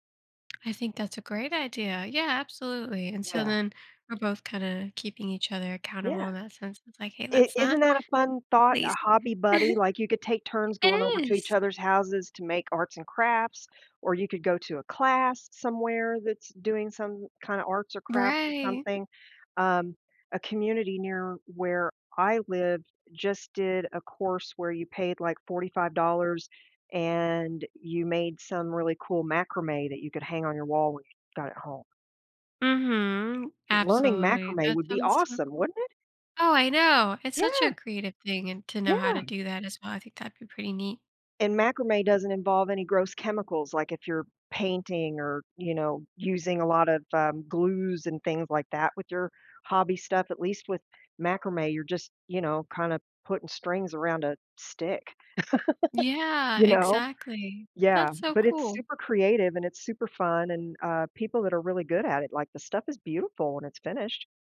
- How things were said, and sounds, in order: chuckle; joyful: "It is!"; drawn out: "and"; laugh
- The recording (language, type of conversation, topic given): English, advice, How can I make everyday tasks feel more meaningful?
- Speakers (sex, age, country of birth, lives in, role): female, 30-34, United States, United States, user; female, 55-59, United States, United States, advisor